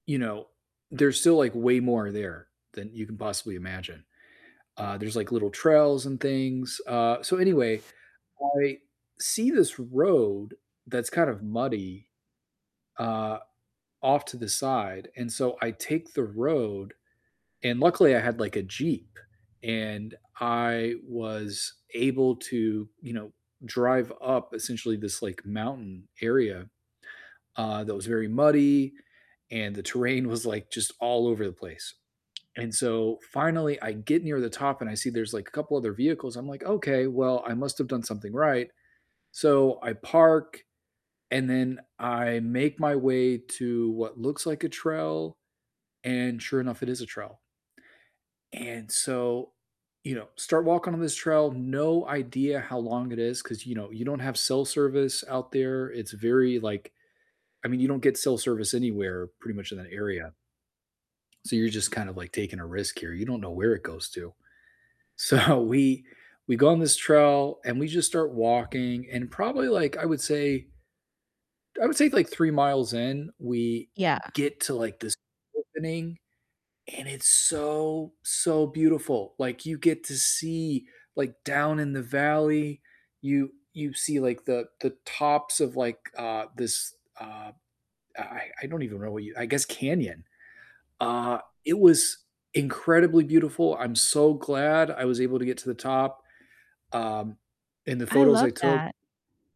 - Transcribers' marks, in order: static; distorted speech; tapping; laughing while speaking: "So"; other background noise
- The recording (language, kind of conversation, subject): English, unstructured, What's a travel mistake you made that turned into a great story?
- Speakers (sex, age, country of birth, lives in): female, 30-34, United States, United States; male, 35-39, United States, United States